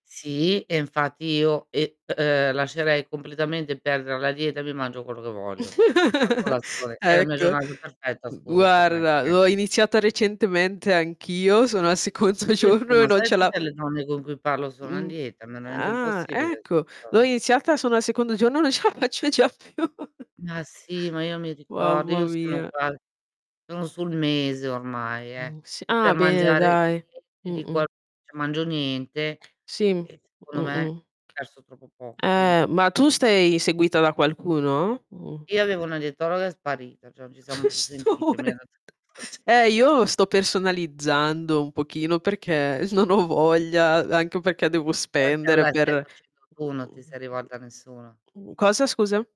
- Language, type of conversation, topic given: Italian, unstructured, Preferiresti avere una giornata perfetta ogni mese o una settimana perfetta ogni anno?
- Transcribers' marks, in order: giggle; distorted speech; laughing while speaking: "seconto giorno"; "secondo" said as "seconto"; other background noise; unintelligible speech; unintelligible speech; laughing while speaking: "non ce la faccio già più"; chuckle; unintelligible speech; unintelligible speech; tapping; "sei" said as "stei"; unintelligible speech; chuckle; laughing while speaking: "Sto more"; unintelligible speech; laughing while speaking: "non"; "perché" said as "peché"; unintelligible speech; other noise